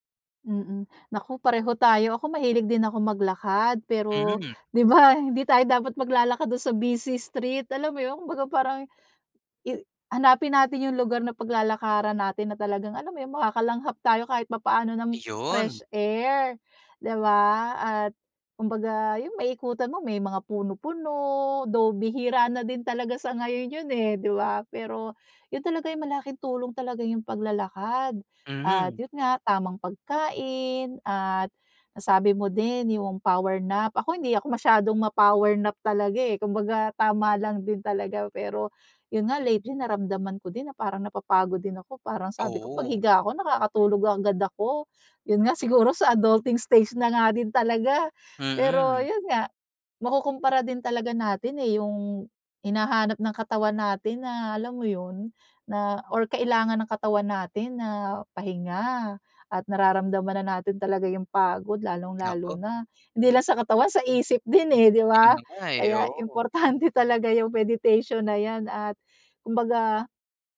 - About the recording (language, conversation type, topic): Filipino, podcast, Paano mo ginagamit ang pagmumuni-muni para mabawasan ang stress?
- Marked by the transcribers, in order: laughing while speaking: "yun nga siguro sa adulting stage na nga din talaga"; laughing while speaking: "importante"